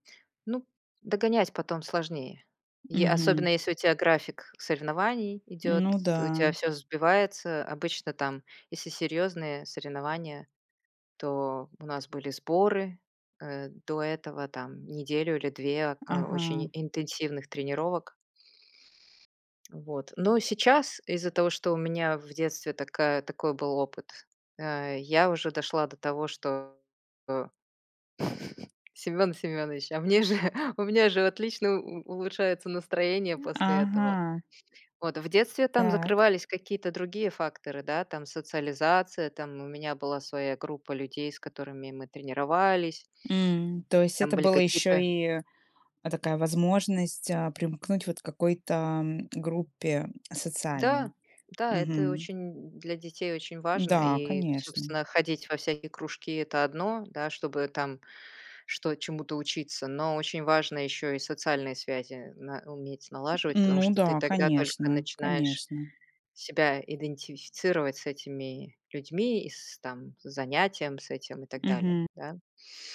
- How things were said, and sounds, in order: tapping; chuckle; other background noise
- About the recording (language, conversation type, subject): Russian, podcast, Как физическая активность влияет на твоё настроение?